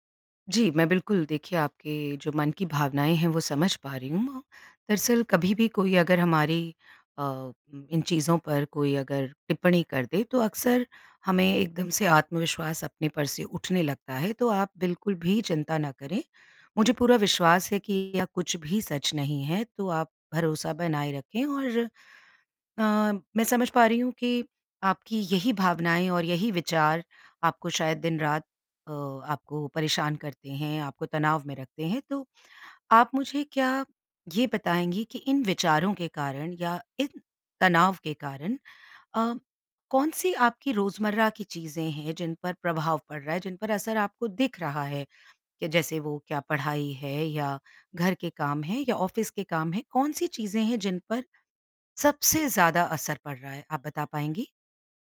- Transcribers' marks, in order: in English: "ऑफिस"
- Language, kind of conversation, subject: Hindi, advice, ब्रेकअप के बाद आप खुद को कम क्यों आंक रहे हैं?